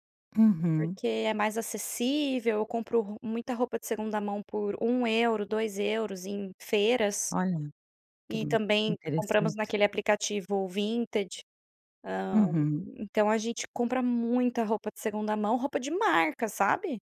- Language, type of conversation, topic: Portuguese, podcast, O que seu guarda-roupa diz sobre você?
- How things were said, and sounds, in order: none